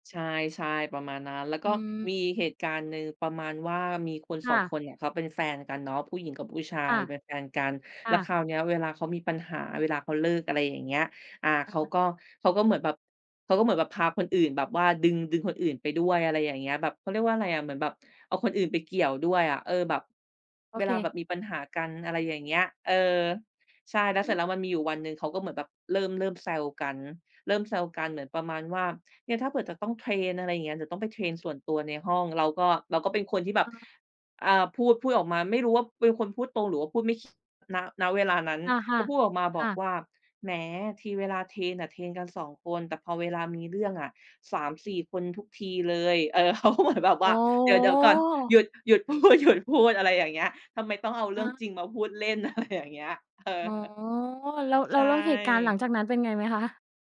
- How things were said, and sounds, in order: other background noise; laughing while speaking: "เขาก็เหมือน"; drawn out: "โอ้โฮ"; laughing while speaking: "หยุดพูด ๆ"; drawn out: "อ๋อ"; laughing while speaking: "อะไร"; chuckle
- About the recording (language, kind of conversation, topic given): Thai, podcast, เวลาคุยกับคนอื่น คุณชอบพูดตรงๆ หรือพูดอ้อมๆ มากกว่ากัน?